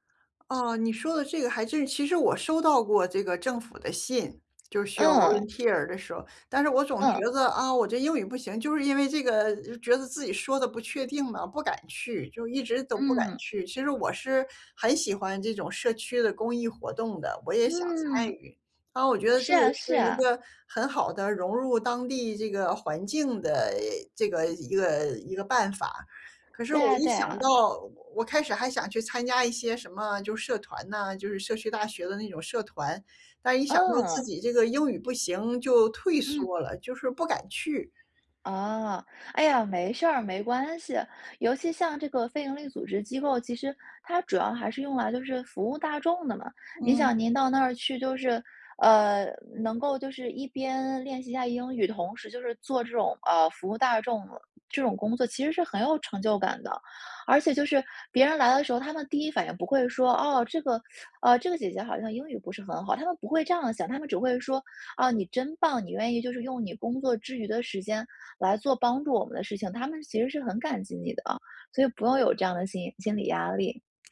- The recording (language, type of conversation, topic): Chinese, advice, 如何克服用外语交流时的不确定感？
- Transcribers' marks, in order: tapping; in English: "volunteer"